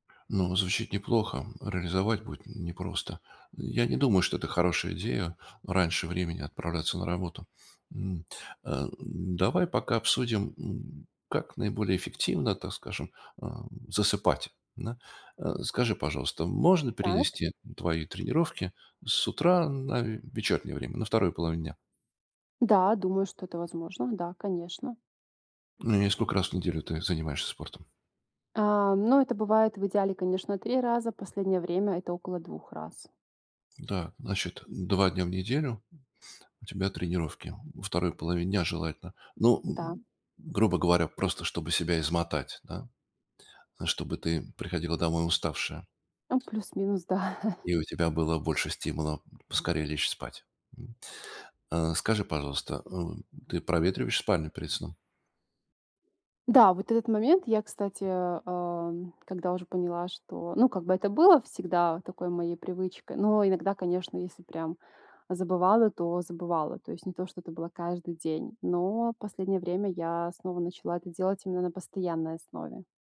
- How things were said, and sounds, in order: tapping; laughing while speaking: "да"
- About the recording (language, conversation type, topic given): Russian, advice, Как просыпаться каждый день с большей энергией даже после тяжёлого дня?